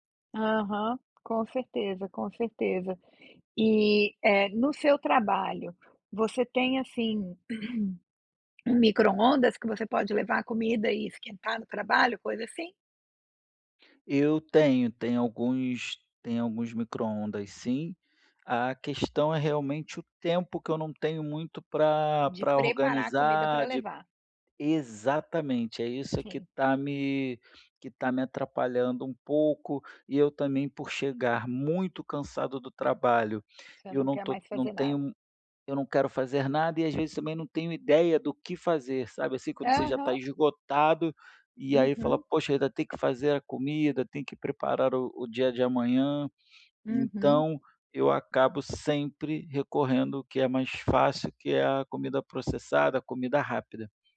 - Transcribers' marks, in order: throat clearing; tapping; other background noise
- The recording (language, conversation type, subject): Portuguese, advice, Como você lida com a falta de tempo para preparar refeições saudáveis durante a semana?